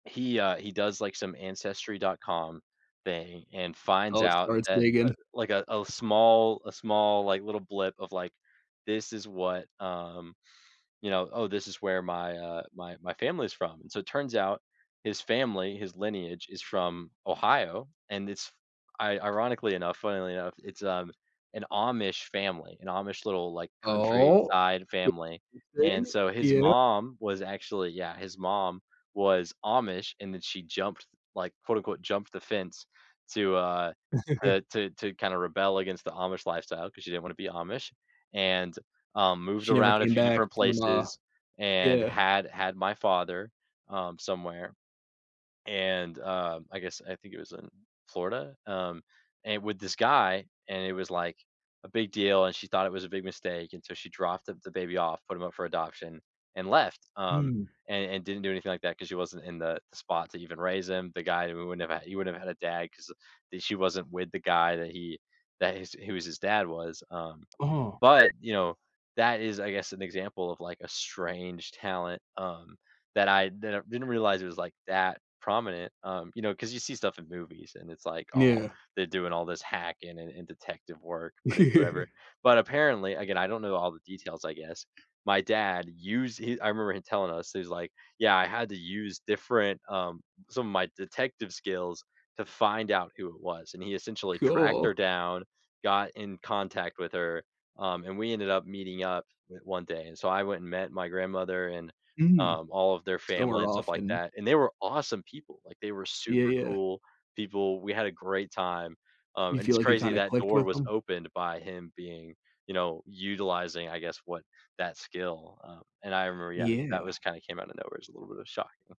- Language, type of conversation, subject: English, unstructured, What is a secret talent or hobby a family member has that surprised you?
- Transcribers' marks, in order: other background noise; chuckle; chuckle